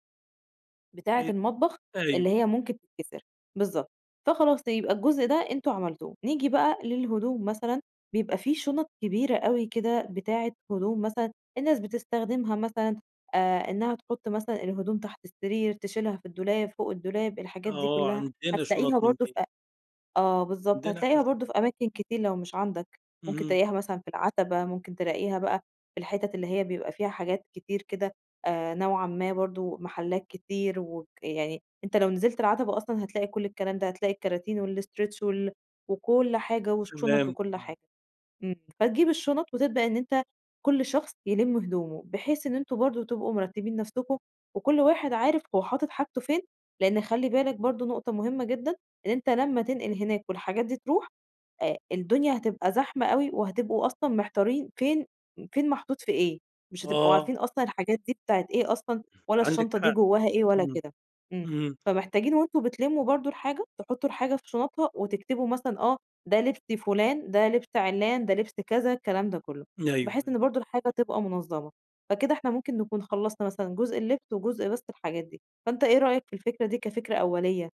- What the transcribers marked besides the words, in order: in English: "والstretch"; tapping
- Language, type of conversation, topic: Arabic, advice, إزاي كانت تجربة انتقالك لبيت جديد؟